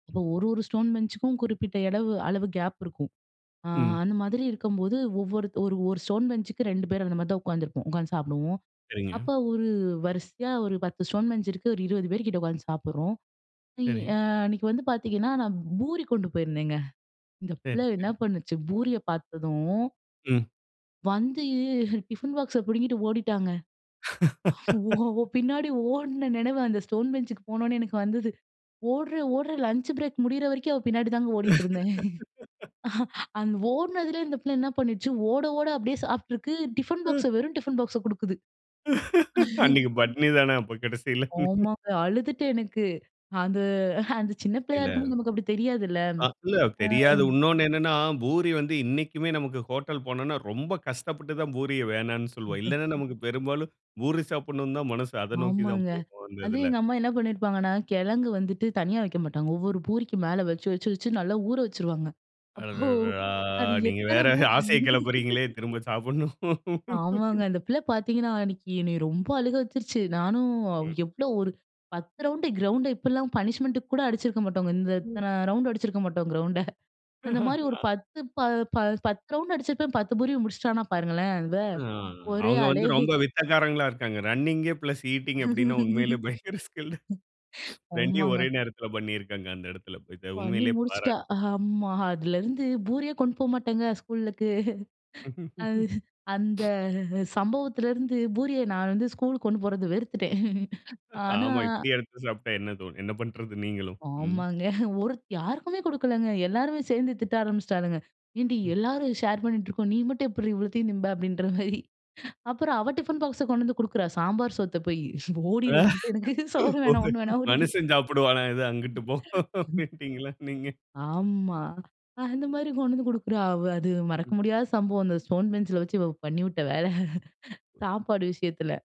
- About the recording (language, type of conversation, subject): Tamil, podcast, சிறந்த நண்பர்களோடு நேரம் கழிப்பதில் உங்களுக்கு மகிழ்ச்சி தருவது என்ன?
- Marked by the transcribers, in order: laugh; laugh; chuckle; chuckle; laugh; chuckle; laugh; chuckle; chuckle; laugh; other background noise; chuckle; laughing while speaking: "ஒரே ஆளே"; in English: "ரன்னிங் பிளஸ் ஈட்டிங்"; chuckle; laughing while speaking: "உண்மையிலேயே பயங்கர ஸ்கில், ரெண்டையும் ஒரே நேரத்தில பண்ணியிருக்காங்க"; laughing while speaking: "ஸ்கூலுக்கு"; chuckle; laughing while speaking: "ஸ்கூலுக்கு கொண்டு போறதே வெறுத்துட்டேன்"; laughing while speaking: "அப்படின்ற மாரி"; laugh; laughing while speaking: "மனுஷன் சாப்பிடுவானா இத, அங்கிட்டு போ அப்பிடின்னுடீங்களா நீங்க"; laughing while speaking: "இவ பண்ணிவிட்ட வேல"